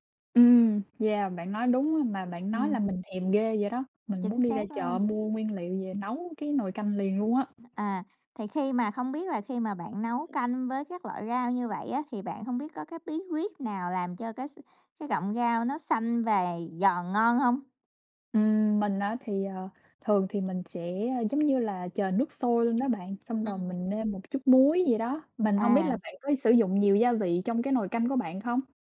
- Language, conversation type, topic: Vietnamese, unstructured, Bạn có bí quyết nào để nấu canh ngon không?
- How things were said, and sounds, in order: other background noise; tapping